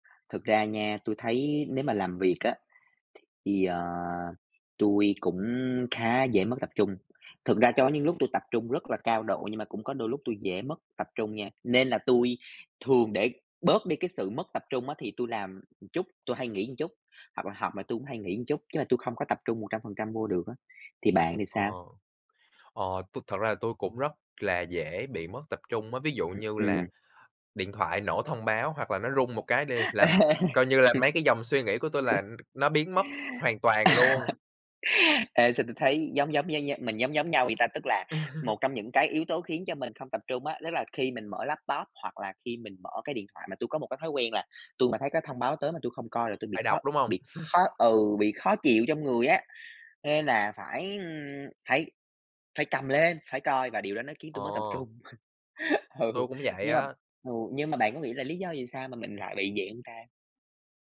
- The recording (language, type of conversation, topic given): Vietnamese, unstructured, Làm thế nào để không bị mất tập trung khi học hoặc làm việc?
- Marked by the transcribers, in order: other background noise; "một" said as "ừn"; "một" said as "ưn"; "một" said as "ưn"; laughing while speaking: "Ê"; chuckle; tapping; laugh; laugh; chuckle; chuckle; laughing while speaking: "Ừ"